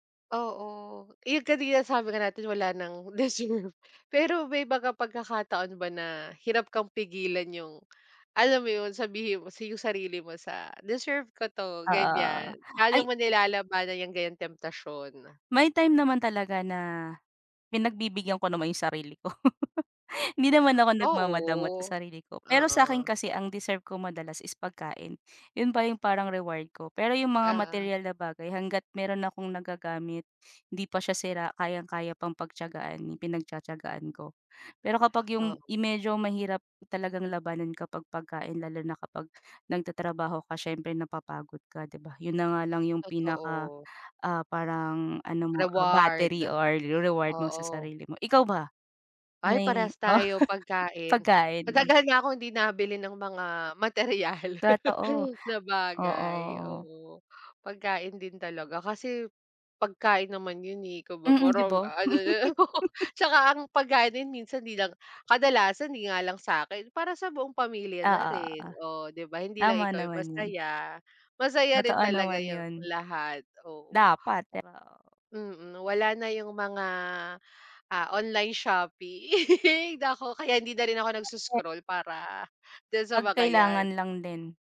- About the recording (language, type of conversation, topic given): Filipino, unstructured, Paano ka nagsisimulang mag-ipon ng pera, at ano ang pinakaepektibong paraan para magbadyet?
- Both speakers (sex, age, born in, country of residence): female, 35-39, Philippines, Philippines; female, 35-39, Philippines, Philippines
- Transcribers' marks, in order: laughing while speaking: "deserve"; other background noise; chuckle; tapping; chuckle; laughing while speaking: "Matagal na akong"; chuckle; chuckle; chuckle; laughing while speaking: "shopping"; unintelligible speech